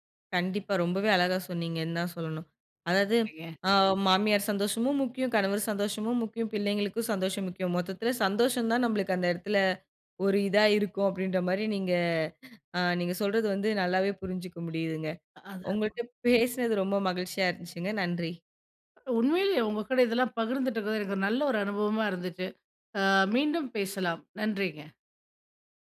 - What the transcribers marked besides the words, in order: unintelligible speech; other background noise; horn; chuckle
- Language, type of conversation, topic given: Tamil, podcast, பணமும் புகழும் இல்லாமலேயே அர்த்தம் கிடைக்குமா?